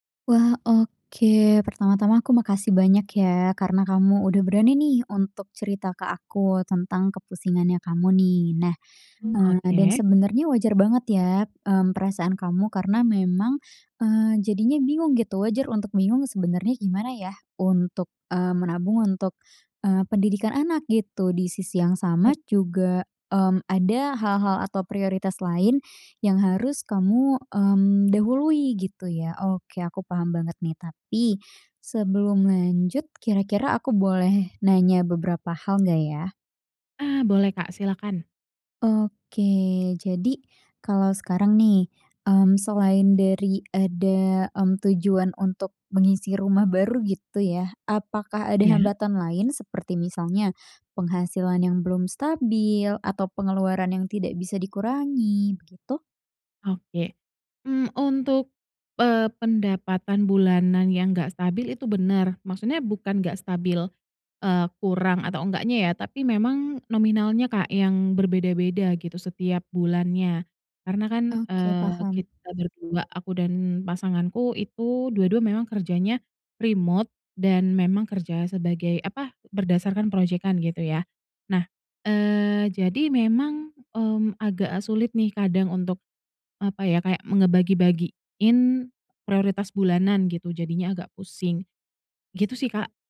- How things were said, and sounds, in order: unintelligible speech; other background noise; in English: "remote"
- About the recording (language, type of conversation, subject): Indonesian, advice, Kenapa saya sulit menabung untuk tujuan besar seperti uang muka rumah atau biaya pendidikan anak?